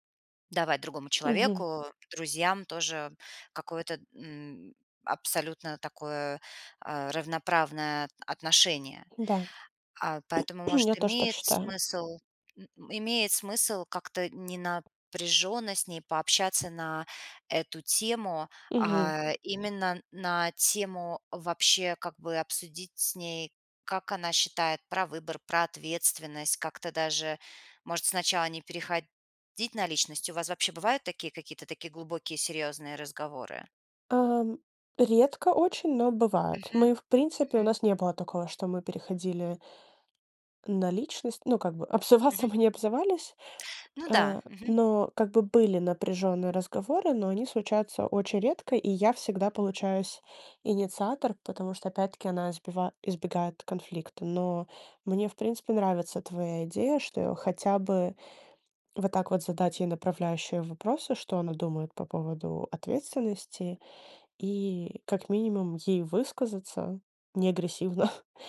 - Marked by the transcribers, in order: tapping; throat clearing; other background noise; chuckle
- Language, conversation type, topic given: Russian, advice, Как описать дружбу, в которой вы тянете на себе большую часть усилий?